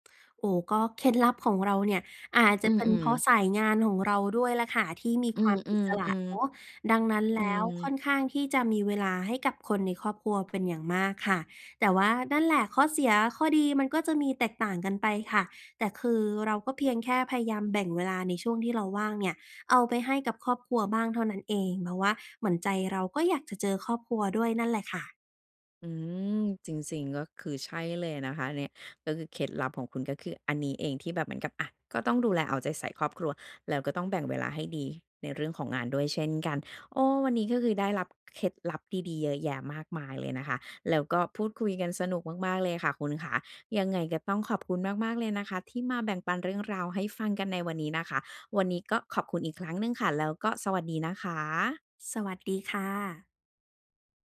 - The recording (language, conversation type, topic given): Thai, podcast, จะจัดสมดุลงานกับครอบครัวอย่างไรให้ลงตัว?
- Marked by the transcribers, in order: none